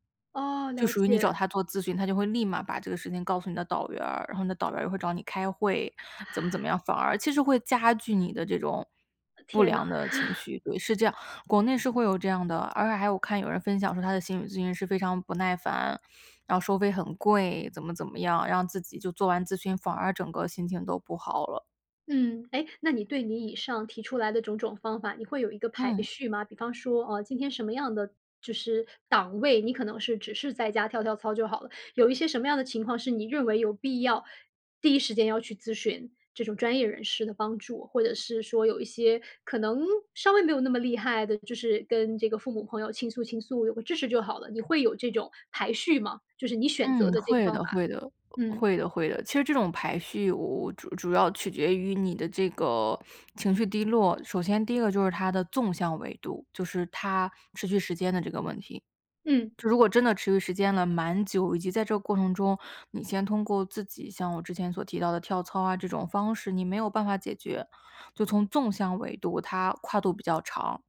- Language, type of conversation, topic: Chinese, podcast, 當情緒低落時你會做什麼？
- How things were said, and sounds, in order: chuckle